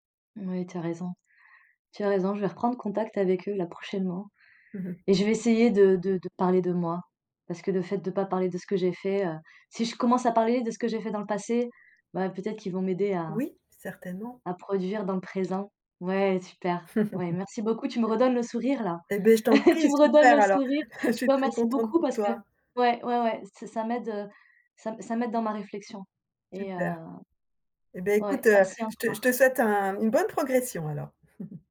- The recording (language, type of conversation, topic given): French, advice, Quel est ton blocage principal pour commencer une pratique créative régulière ?
- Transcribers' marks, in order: chuckle; anticipating: "tu me redonnes le sourire … beaucoup, parce que"; chuckle; chuckle